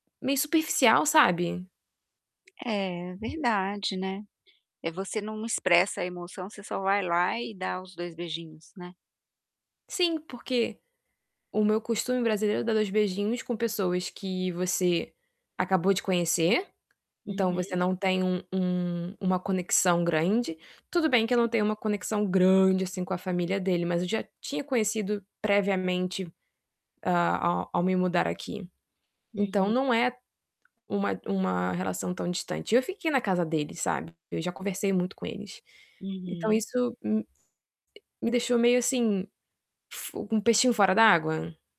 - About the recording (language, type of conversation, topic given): Portuguese, advice, Como posso entender e respeitar os costumes locais ao me mudar?
- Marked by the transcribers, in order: static; tapping; other background noise; distorted speech; stressed: "grande"